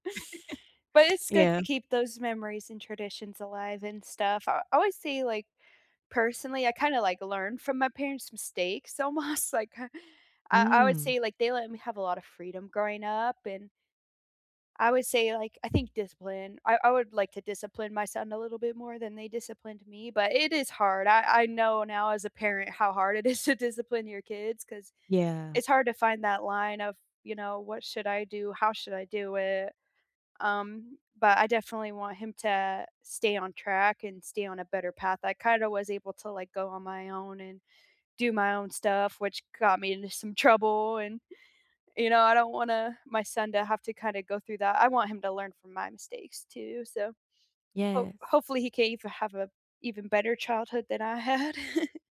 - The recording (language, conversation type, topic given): English, unstructured, How can I recall a childhood memory that still makes me smile?
- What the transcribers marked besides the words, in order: laugh; tapping; chuckle; laughing while speaking: "it is to discipline"; laughing while speaking: "had"; chuckle